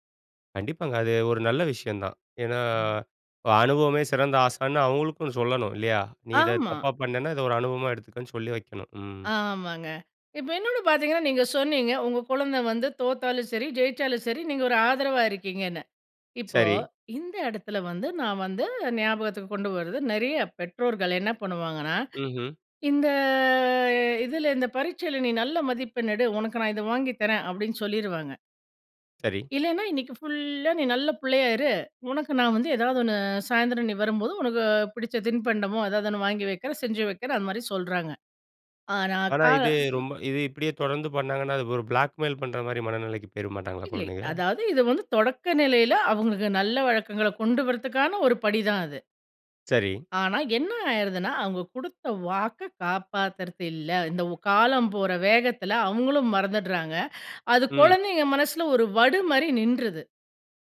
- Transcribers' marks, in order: other noise; drawn out: "இந்த"; in English: "பிளாக் மெய்ல்"
- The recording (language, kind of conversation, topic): Tamil, podcast, குழந்தைகளிடம் நம்பிக்கை நீங்காமல் இருக்க எப்படி கற்றுக்கொடுப்பது?